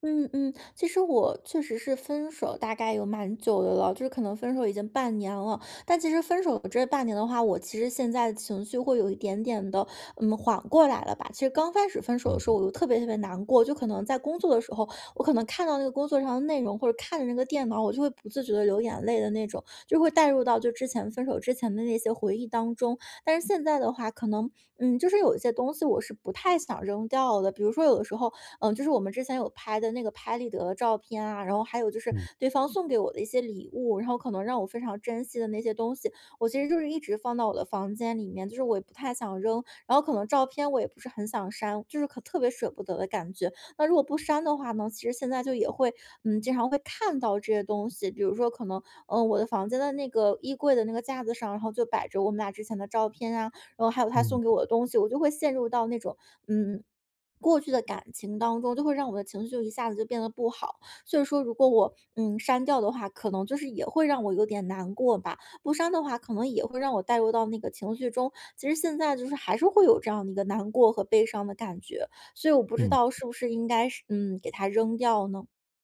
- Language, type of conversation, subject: Chinese, advice, 分手后，我该删除还是保留与前任有关的所有纪念物品？
- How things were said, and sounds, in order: tapping